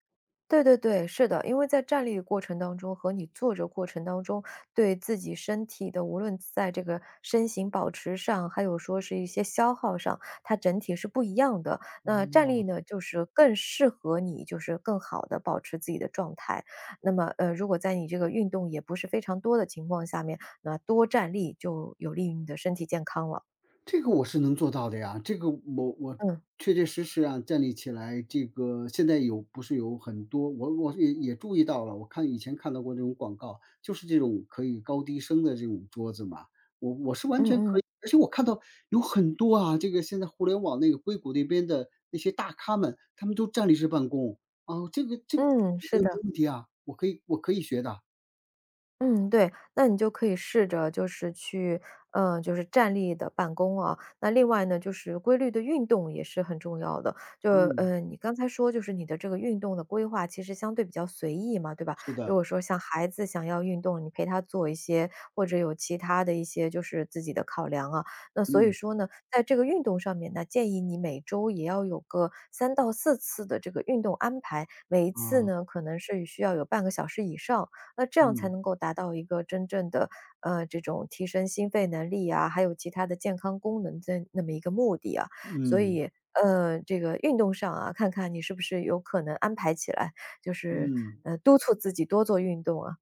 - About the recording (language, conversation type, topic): Chinese, advice, 体检或健康诊断后，你需要改变哪些日常习惯？
- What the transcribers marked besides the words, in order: other background noise